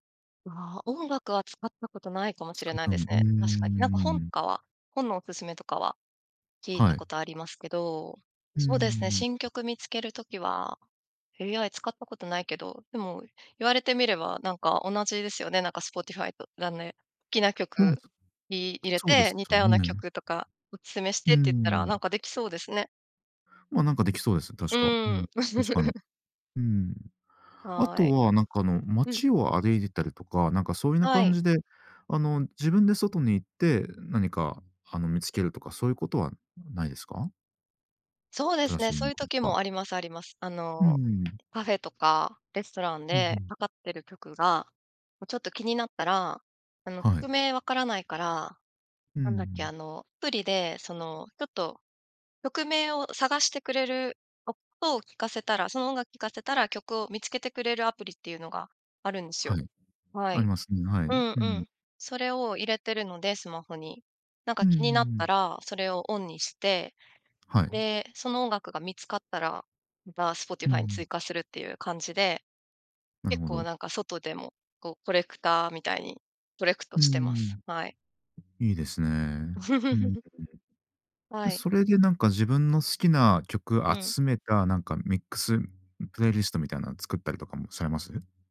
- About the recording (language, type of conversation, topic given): Japanese, podcast, 普段、新曲はどこで見つけますか？
- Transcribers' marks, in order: laugh; tapping; laugh